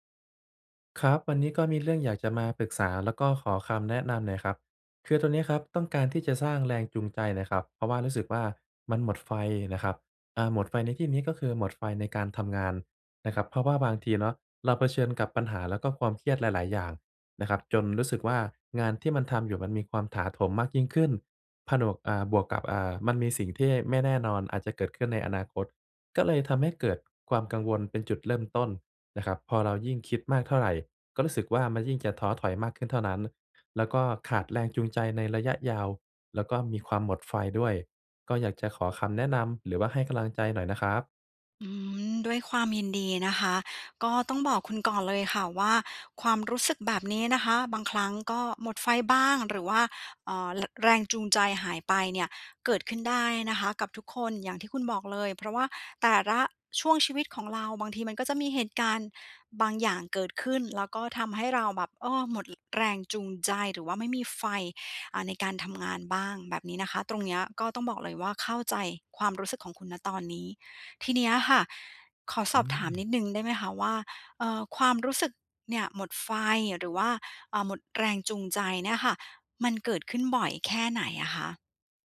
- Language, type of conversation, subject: Thai, advice, ทำอย่างไรจึงจะรักษาแรงจูงใจและไม่หมดไฟในระยะยาว?
- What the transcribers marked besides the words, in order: lip smack